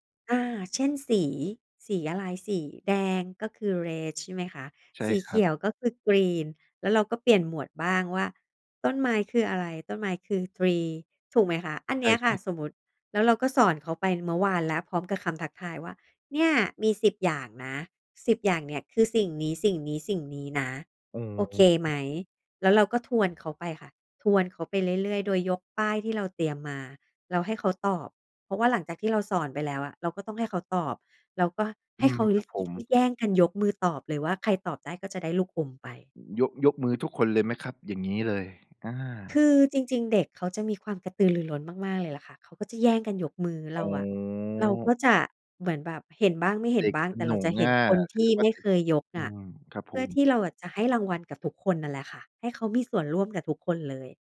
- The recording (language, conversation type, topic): Thai, podcast, คุณอยากให้เด็ก ๆ สนุกกับการเรียนได้อย่างไรบ้าง?
- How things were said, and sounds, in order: in English: "red"; in English: "green"; in English: "tree"; other background noise